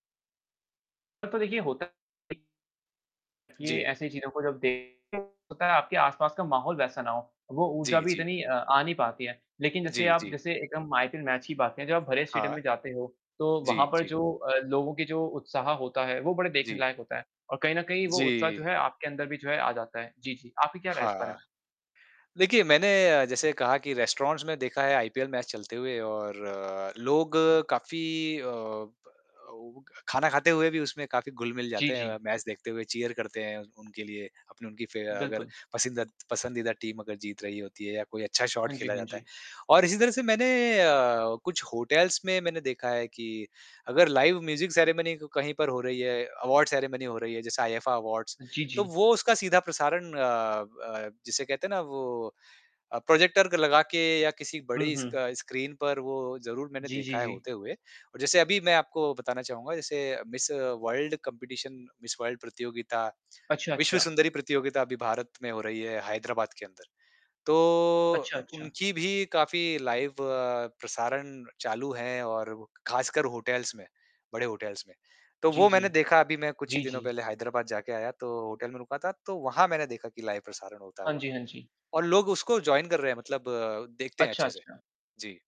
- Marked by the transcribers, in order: static; distorted speech; tapping; in English: "रेस्टोरेंट्स"; other noise; in English: "चीयर"; in English: "टीम"; in English: "शॉट"; in English: "होटल्स"; in English: "लाइव म्यूज़िक सेरेमनी"; in English: "अवॉर्ड सेरेमनी"; in English: "आईफा अवॉर्ड्स"; in English: "प्रॉजेक्टर"; in English: "स्क्रीन"; in English: "मिस वर्ल्ड कम्पटीशन मिस वर्ल्ड"; in English: "लाइव"; in English: "होटल्स"; in English: "होटल्स"; mechanical hum; in English: "लाइव"; in English: "जॉइन"
- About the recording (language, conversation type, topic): Hindi, unstructured, क्या आप कभी जीवंत संगीत कार्यक्रम में गए हैं, और आपका अनुभव कैसा रहा?